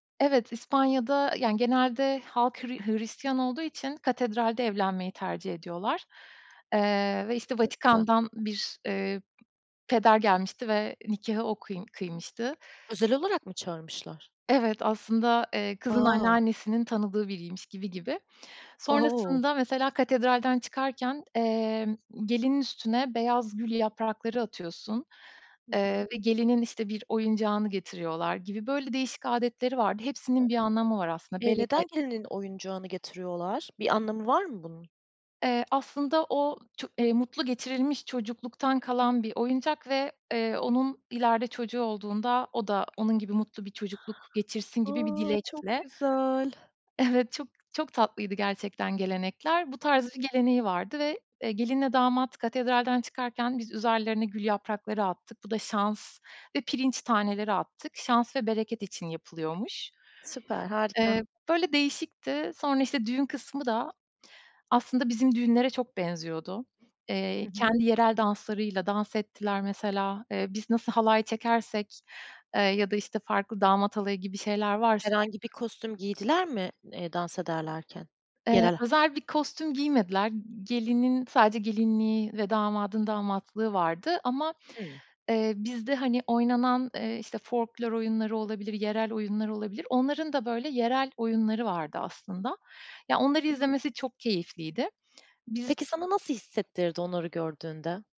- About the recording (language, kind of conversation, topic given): Turkish, podcast, En unutulmaz seyahatini nasıl geçirdin, biraz anlatır mısın?
- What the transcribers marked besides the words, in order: tapping; other background noise; in English: "Wow"; other noise; unintelligible speech; laughing while speaking: "Evet"